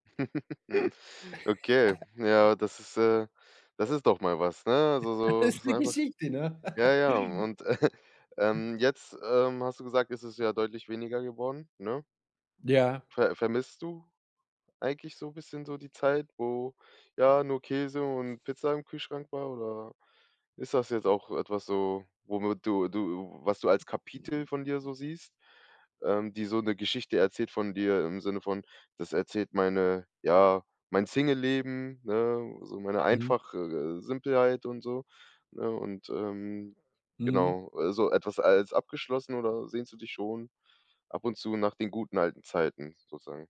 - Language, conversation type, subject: German, podcast, Welches Gericht spiegelt deine persönliche Geschichte am besten wider?
- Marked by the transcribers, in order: laugh; other background noise; chuckle; laughing while speaking: "äh"; laugh